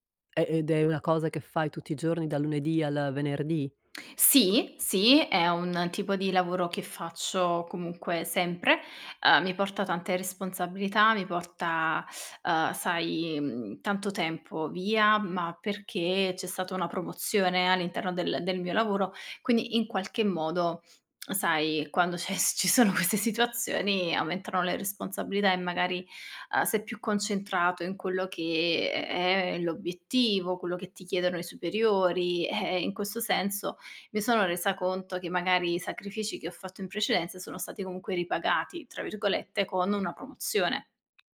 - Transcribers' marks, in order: laughing while speaking: "ci sono queste situazioni"
- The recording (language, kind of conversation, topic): Italian, advice, Come posso gestire il senso di colpa per aver trascurato famiglia e amici a causa del lavoro?
- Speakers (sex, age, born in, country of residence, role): female, 25-29, Italy, Italy, user; female, 50-54, Italy, United States, advisor